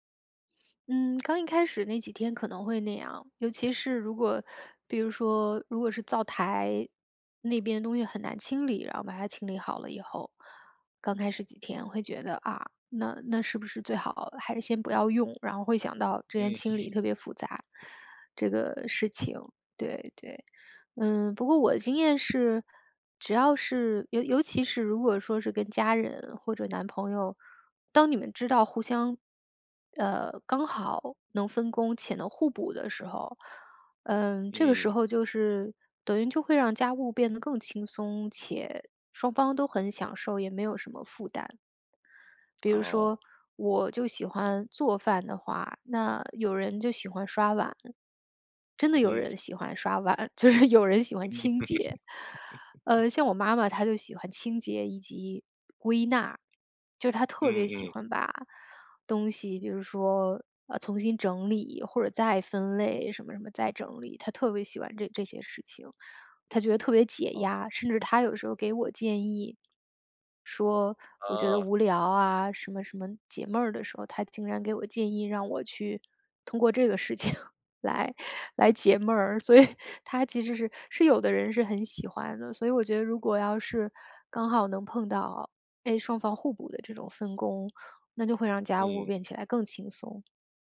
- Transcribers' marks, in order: other background noise; laughing while speaking: "就是"; laugh; "重新" said as "从新"; laughing while speaking: "事情"; laughing while speaking: "所以"; other noise
- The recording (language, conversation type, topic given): Chinese, podcast, 在家里应该怎样更公平地分配家务？